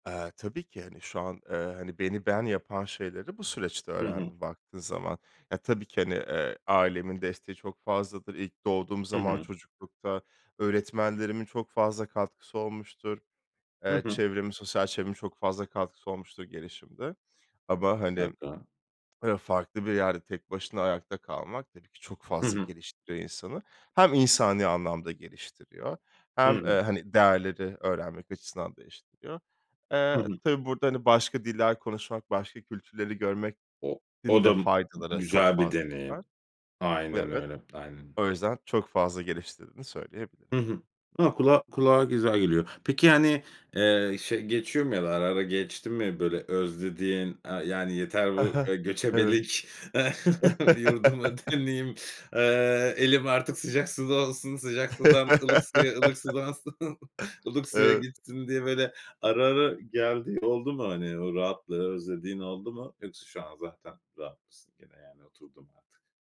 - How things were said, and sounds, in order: "görmenin" said as "görmeknin"; other background noise; laughing while speaking: "eee, yurduma döneyim. Eee, elim … suya gitsin diye"; chuckle; laugh; laughing while speaking: "Evet"
- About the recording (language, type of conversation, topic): Turkish, podcast, Göç hikâyeleri ailenizde nasıl yer buluyor?